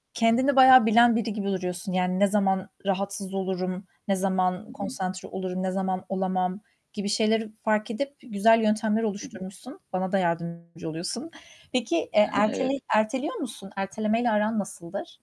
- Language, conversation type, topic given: Turkish, podcast, Ders çalışırken senin için en işe yarayan yöntemler hangileri?
- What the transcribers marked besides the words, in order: static; tapping; distorted speech